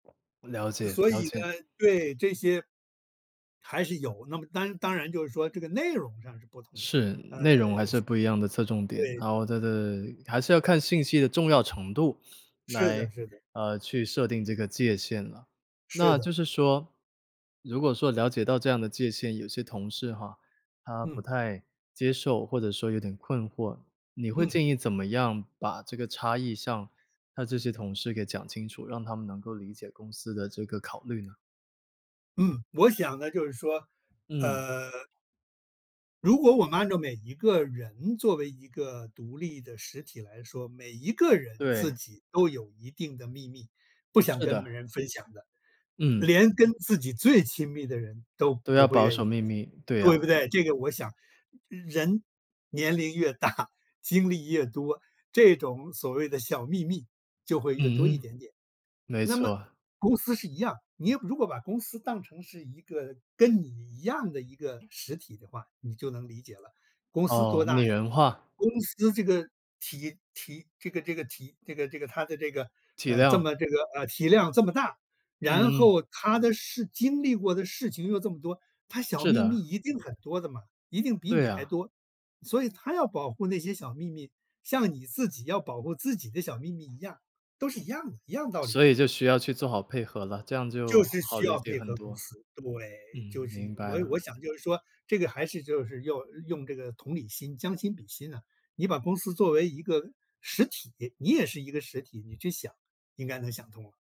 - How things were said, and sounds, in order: other background noise; laughing while speaking: "大"; chuckle
- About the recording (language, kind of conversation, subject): Chinese, podcast, 你是怎么界定工作设备和私人设备之间的界限的？